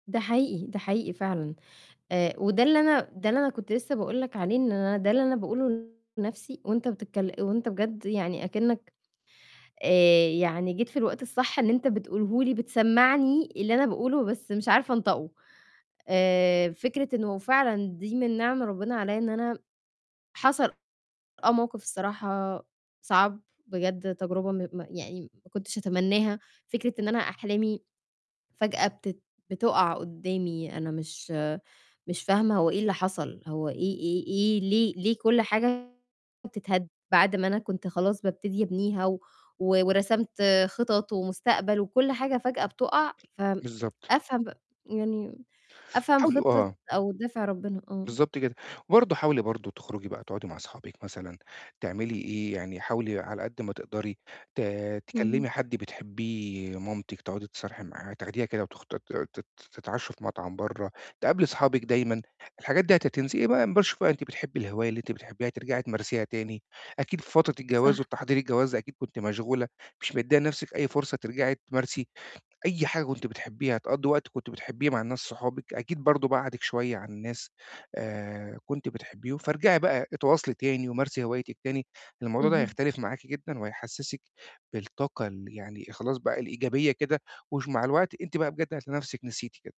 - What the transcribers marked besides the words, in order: distorted speech; tapping; unintelligible speech
- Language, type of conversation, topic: Arabic, advice, إزاي أتعامل مع إحساس الخسارة بعد ما علاقتي فشلت والأحلام اللي كانت بينّا ما اتحققتش؟